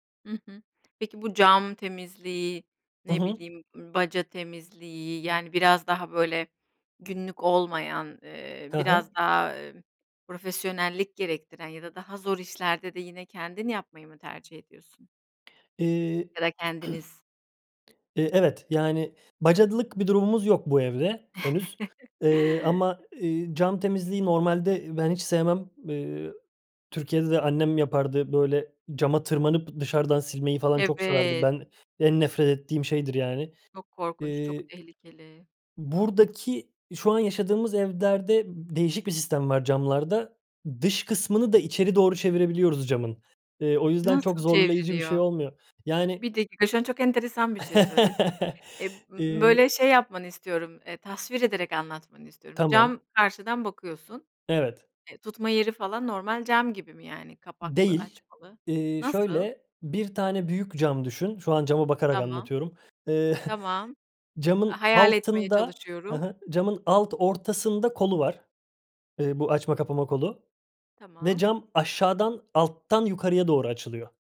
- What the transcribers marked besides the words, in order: other background noise; throat clearing; tapping; "bacalık" said as "bacadılık"; chuckle; drawn out: "Evet"; laugh; chuckle
- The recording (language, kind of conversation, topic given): Turkish, podcast, Ev işlerindeki iş bölümünü evinizde nasıl yapıyorsunuz?